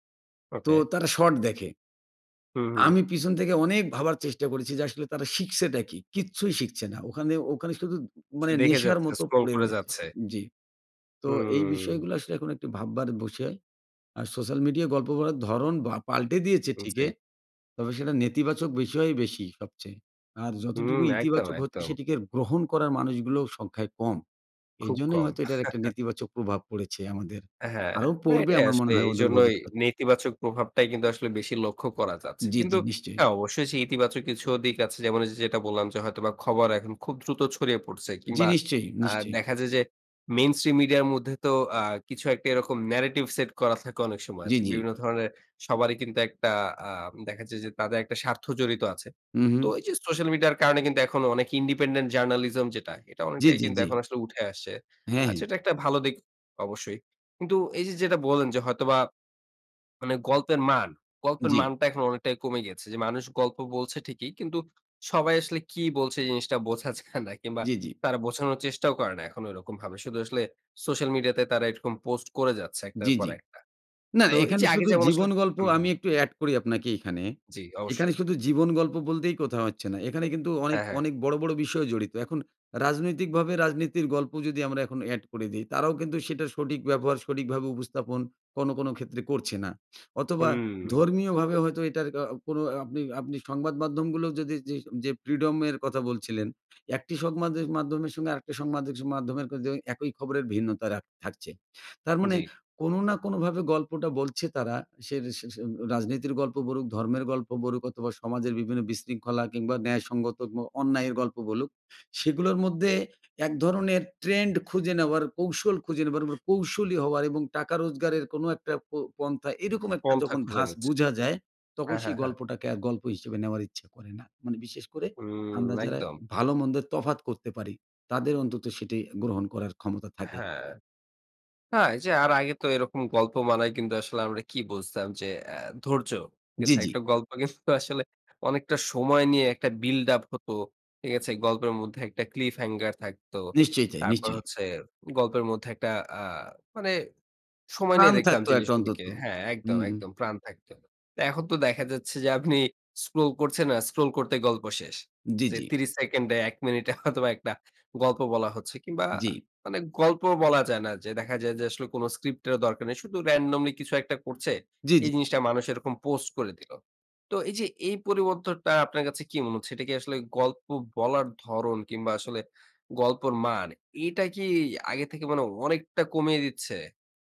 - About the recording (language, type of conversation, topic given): Bengali, podcast, সামাজিক যোগাযোগমাধ্যম কীভাবে গল্প বলার ধরন বদলে দিয়েছে বলে আপনি মনে করেন?
- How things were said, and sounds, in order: "শর্ট" said as "শট"; drawn out: "হুম"; "বিষয়" said as "বুষয়"; "ঠিকই" said as "ঠিকে"; chuckle; in English: "মেইনস্ট্রিম"; in English: "narrative"; in English: "ইন্ডিপেন্ডেন্ট জার্নালিজম"; laughing while speaking: "বোঝা যায় না"; drawn out: "হুম"; "সংবাদের" said as "সংমাদের"; "সংবাদের" said as "সংমাদের"; "বলুক" said as "বরুক"; "বলুক" said as "বরুক"; drawn out: "হুম"; laughing while speaking: "কিন্তু আসলে"; in English: "বিল্ড আপ"; in English: "ক্লিপ হ্যাঙ্গার"; laughing while speaking: "হয়তোবা একটা"; in English: "randomly"